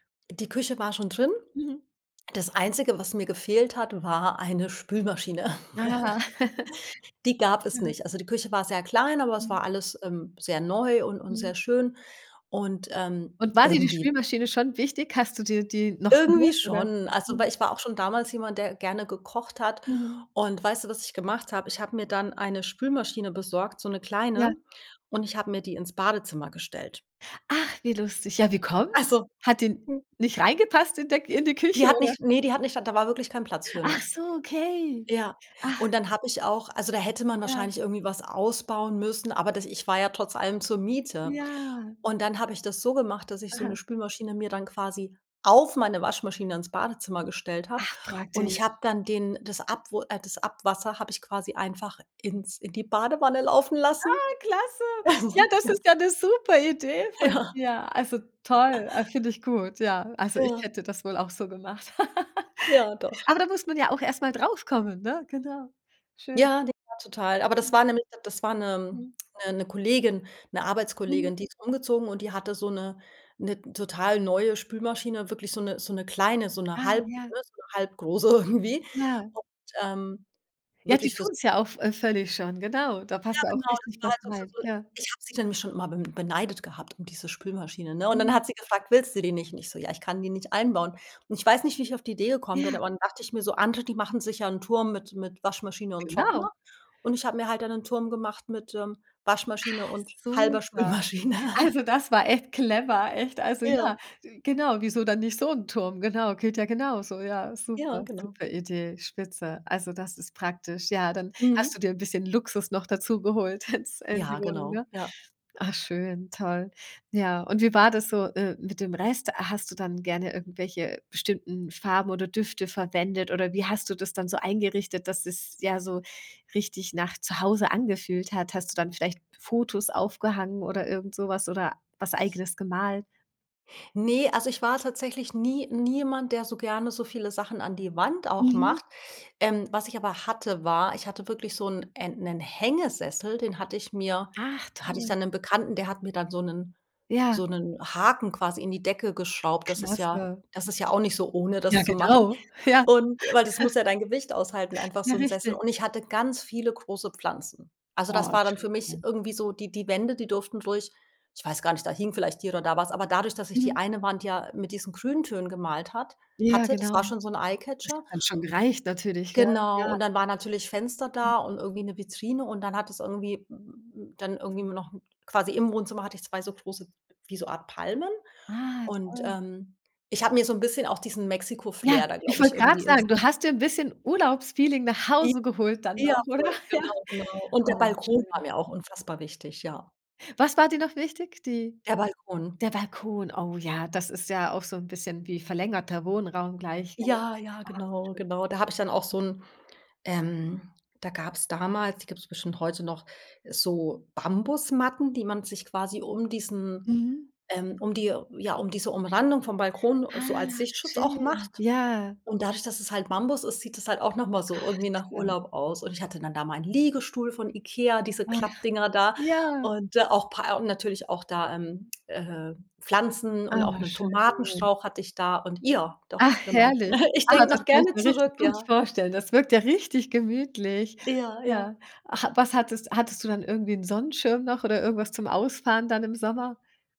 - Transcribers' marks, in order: chuckle; put-on voice: "Ach so, okay"; drawn out: "Ja"; stressed: "auf"; joyful: "Ah, klasse. Ja, das ist ja 'ne super Idee von dir"; joyful: "Badewanne laufen lassen"; chuckle; laughing while speaking: "Ja"; chuckle; laugh; other background noise; laughing while speaking: "irgendwie"; laughing while speaking: "Spülmaschine"; chuckle; snort; tapping; chuckle; unintelligible speech; laughing while speaking: "oder? Ja"; other noise; drawn out: "Ach"; drawn out: "schön"; chuckle
- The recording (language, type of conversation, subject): German, podcast, Wann hast du dich zum ersten Mal wirklich zu Hause gefühlt?